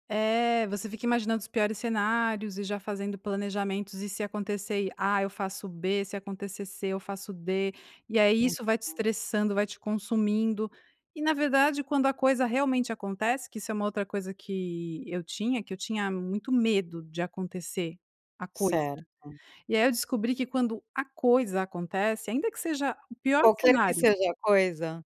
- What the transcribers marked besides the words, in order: none
- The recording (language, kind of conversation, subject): Portuguese, podcast, Como você lida com dúvidas sobre quem você é?